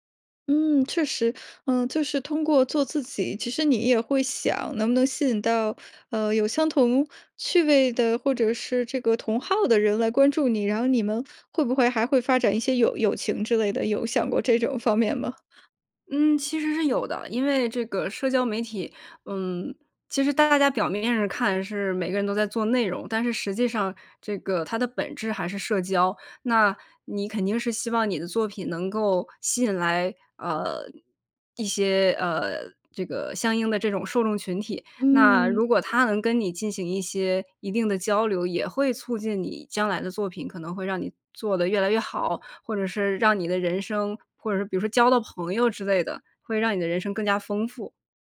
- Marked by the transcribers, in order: laughing while speaking: "这种方面吗？"; other background noise
- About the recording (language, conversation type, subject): Chinese, podcast, 你怎么让观众对作品产生共鸣?